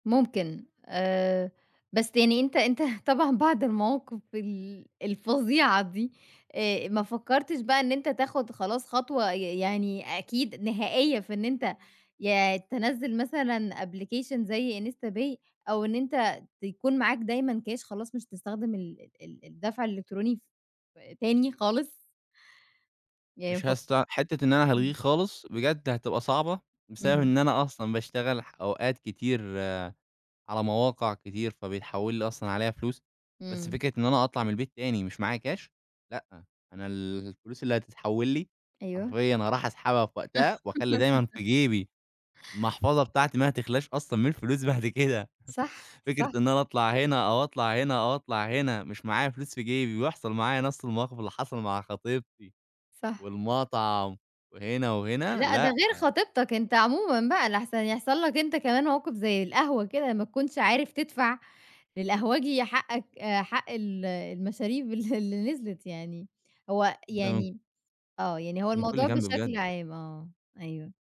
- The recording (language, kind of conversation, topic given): Arabic, podcast, إيه رأيك في الدفع الإلكتروني بدل الكاش؟
- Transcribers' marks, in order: in English: "application"; laugh; laughing while speaking: "من الفلوس بعد كده"